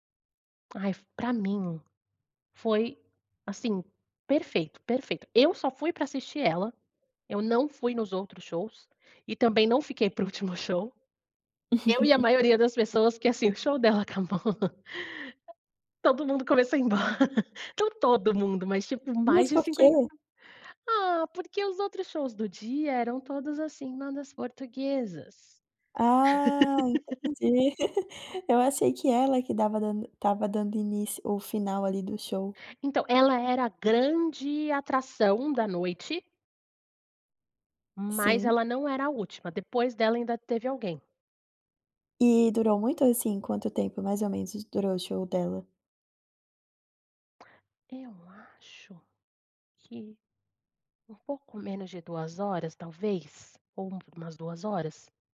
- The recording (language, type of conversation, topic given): Portuguese, podcast, Qual foi o show ao vivo que mais te marcou?
- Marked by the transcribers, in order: laugh; laughing while speaking: "acabou"; laughing while speaking: "embora"; laugh